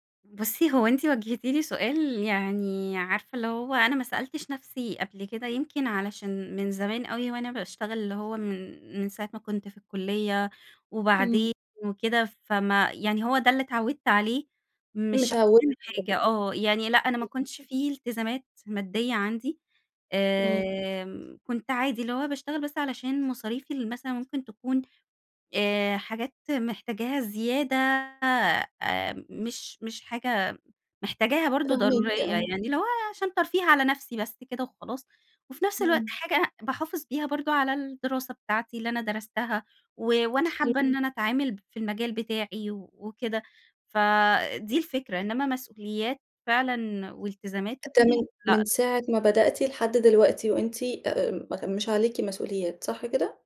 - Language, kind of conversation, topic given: Arabic, advice, إزاي أقرر أغيّر مجالي ولا أكمل في شغلي الحالي عشان الاستقرار؟
- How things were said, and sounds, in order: unintelligible speech; unintelligible speech; other background noise; unintelligible speech